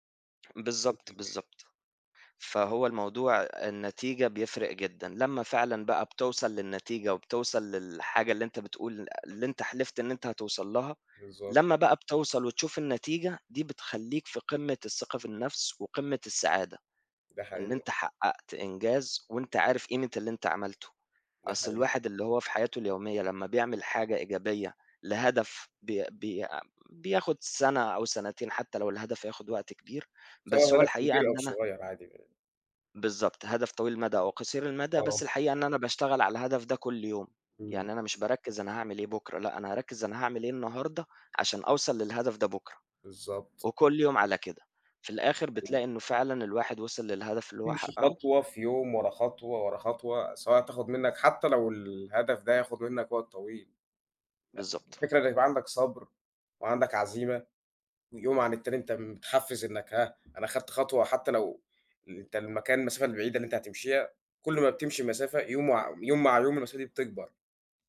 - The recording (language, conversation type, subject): Arabic, unstructured, إيه الطرق اللي بتساعدك تزود ثقتك بنفسك؟
- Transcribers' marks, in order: tapping